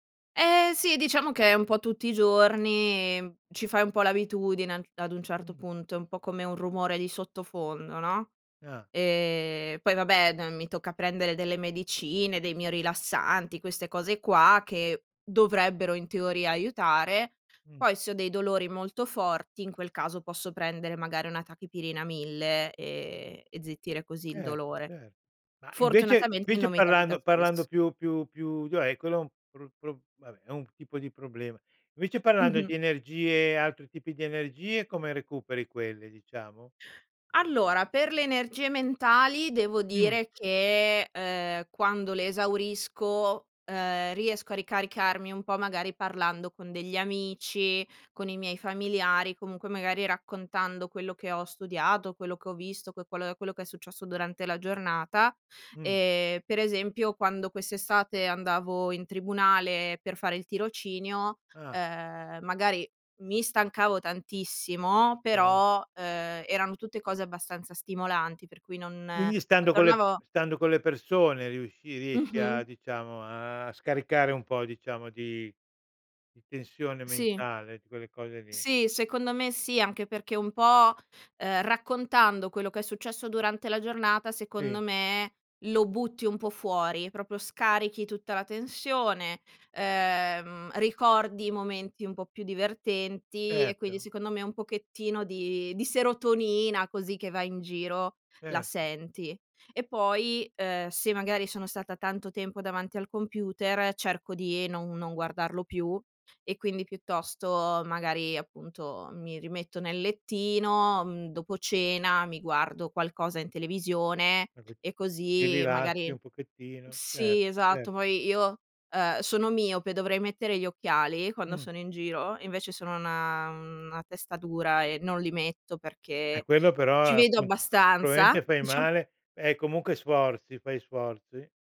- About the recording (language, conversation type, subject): Italian, podcast, Come fai a recuperare le energie dopo una giornata stancante?
- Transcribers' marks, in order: other background noise; "Okay" said as "Kay"; unintelligible speech